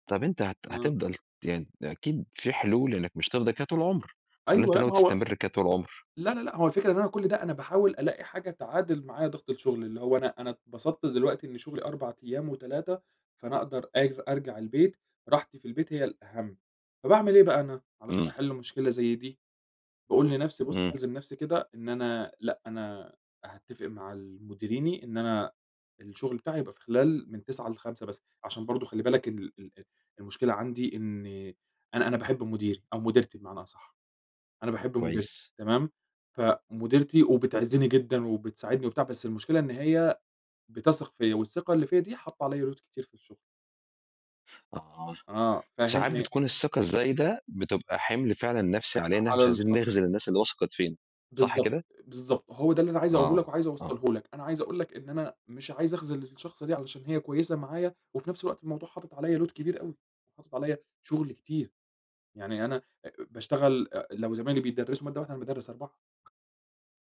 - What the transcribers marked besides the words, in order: in English: "load"; in English: "load"; tapping
- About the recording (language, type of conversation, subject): Arabic, podcast, إزاي بتتعامل مع ضغط الشغل اليومي؟